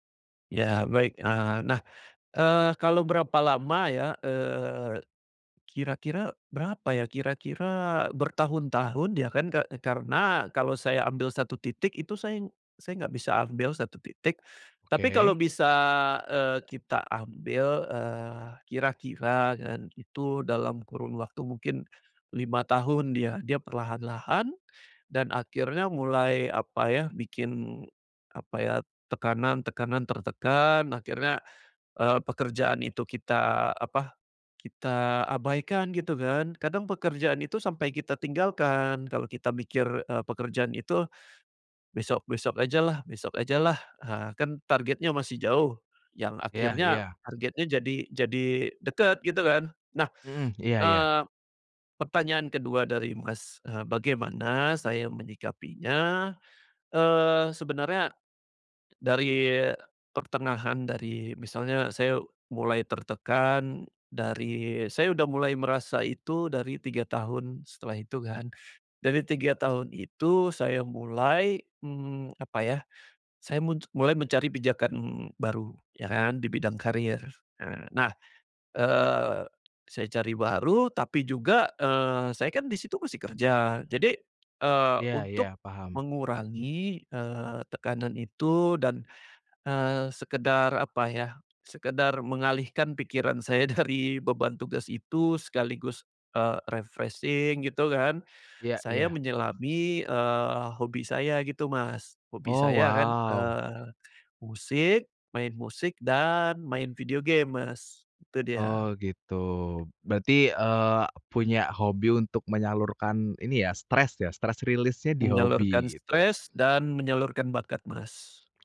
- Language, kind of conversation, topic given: Indonesian, podcast, Bagaimana cara menyeimbangkan pekerjaan dan kehidupan pribadi?
- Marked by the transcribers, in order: in English: "refreshing"; in English: "stress release-nya"; other background noise